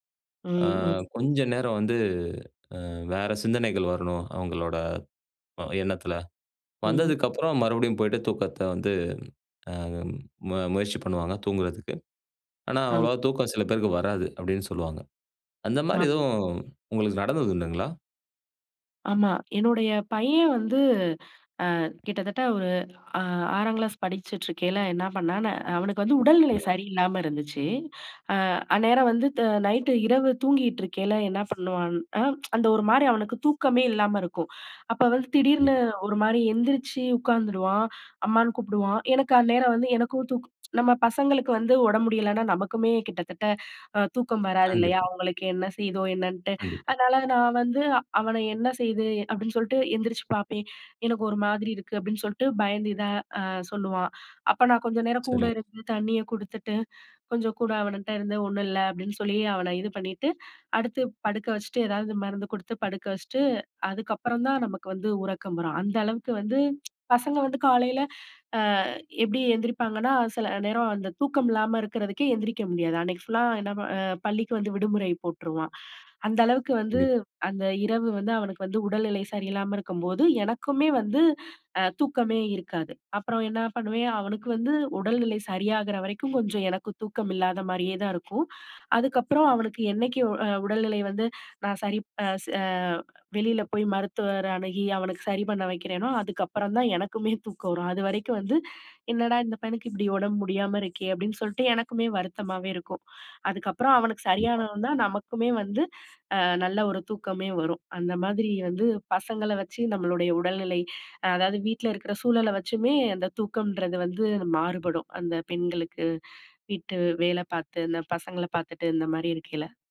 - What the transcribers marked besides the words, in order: other background noise; other noise
- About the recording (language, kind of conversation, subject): Tamil, podcast, மிதமான உறக்கம் உங்கள் நாளை எப்படி பாதிக்கிறது என்று நீங்கள் நினைக்கிறீர்களா?